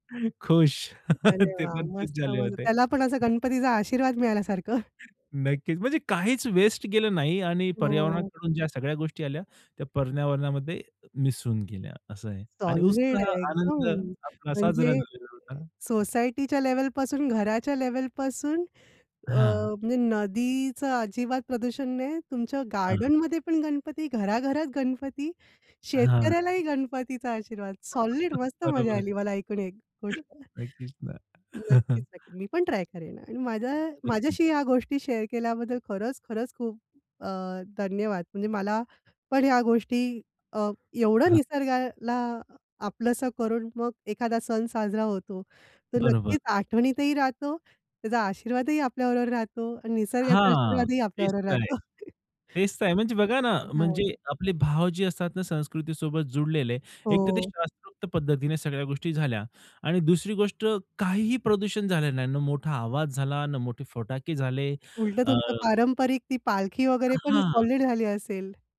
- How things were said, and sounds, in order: laughing while speaking: "खुश, ते पण खुश झाले होते"; other background noise; laughing while speaking: "त्याला पण असं गणपतीचा आशीर्वाद मिळाल्यासारखं"; chuckle; hiccup; chuckle; in English: "शेअर"; laughing while speaking: "राहतो"
- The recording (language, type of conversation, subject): Marathi, podcast, सण पर्यावरणपूरक पद्धतीने साजरे करण्यासाठी तुम्ही काय करता?
- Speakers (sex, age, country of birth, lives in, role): female, 35-39, India, India, host; male, 30-34, India, India, guest